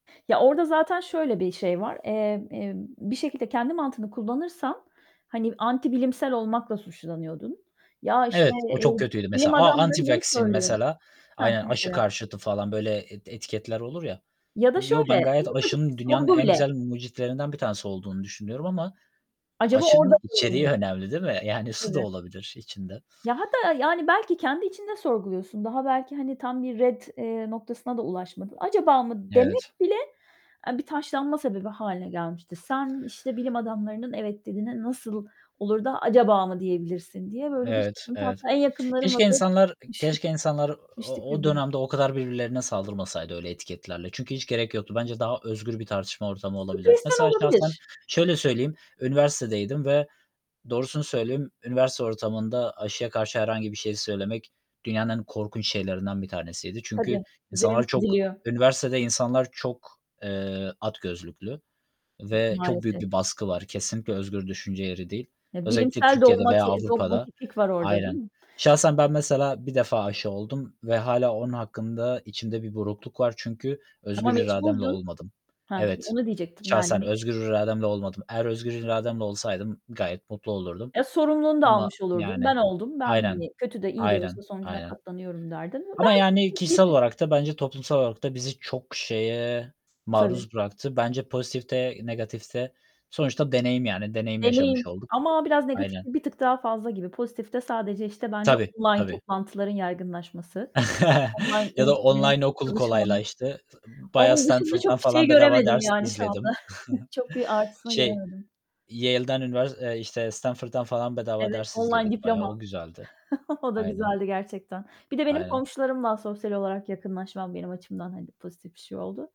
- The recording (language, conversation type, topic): Turkish, unstructured, Pandemiler tarih boyunca toplumu nasıl değiştirdi?
- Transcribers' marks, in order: static; distorted speech; in English: "A anti-vaccine"; unintelligible speech; unintelligible speech; other background noise; unintelligible speech; unintelligible speech; unintelligible speech; tapping; chuckle; chuckle; giggle; chuckle